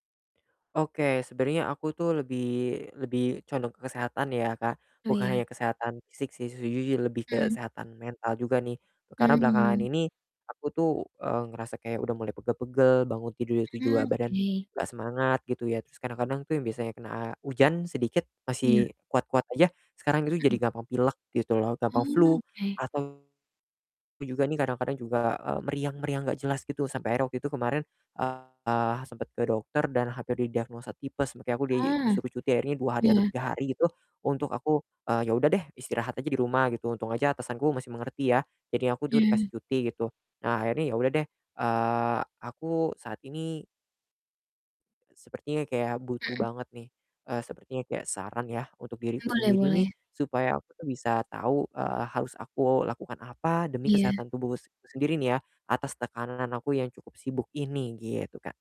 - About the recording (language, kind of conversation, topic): Indonesian, advice, Bagaimana saya bisa memasukkan perawatan diri untuk kesehatan mental ke dalam rutinitas harian saya?
- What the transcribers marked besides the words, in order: "sejujurnya" said as "sejujuju"; distorted speech; tapping; "tubuhku" said as "tubusku"